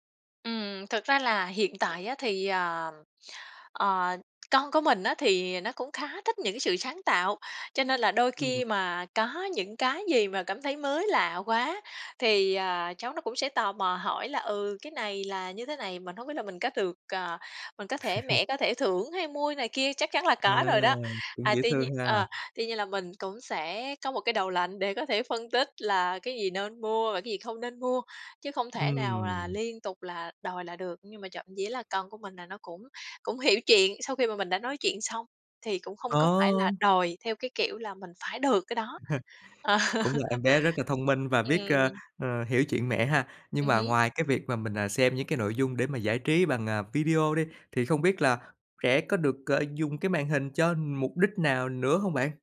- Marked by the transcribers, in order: tapping; chuckle; chuckle; laughing while speaking: "Ờ"
- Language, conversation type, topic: Vietnamese, podcast, Bạn quản lý việc trẻ dùng thiết bị có màn hình như thế nào?